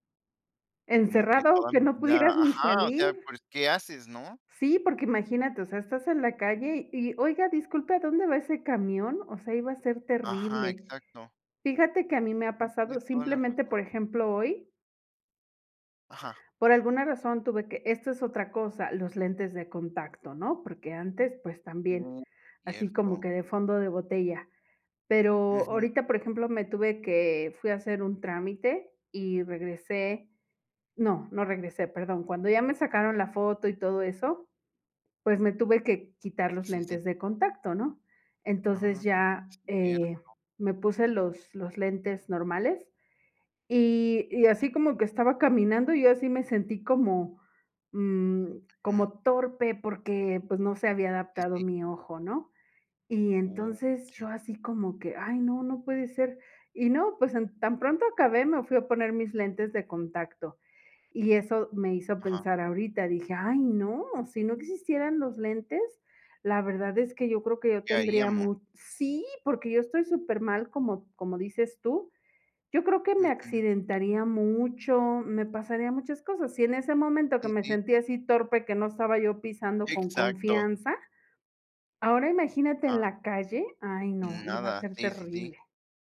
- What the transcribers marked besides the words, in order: "ahorita" said as "orita"; tapping
- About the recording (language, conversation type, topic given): Spanish, unstructured, ¿Cómo ha cambiado la vida con el avance de la medicina?